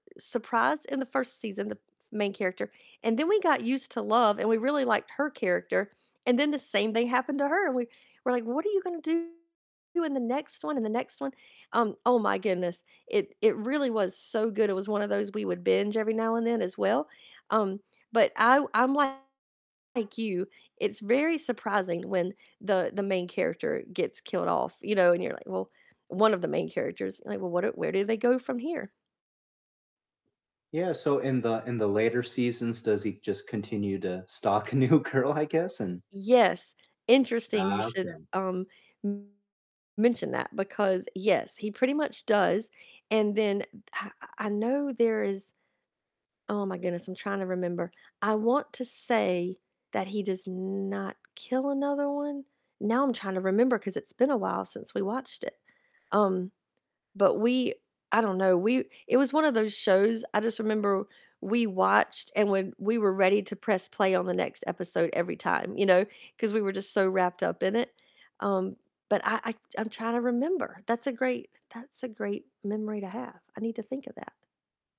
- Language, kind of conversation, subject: English, unstructured, What is the most recent movie that genuinely caught you off guard, and what made it so surprising?
- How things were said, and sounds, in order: distorted speech; laughing while speaking: "a new girl"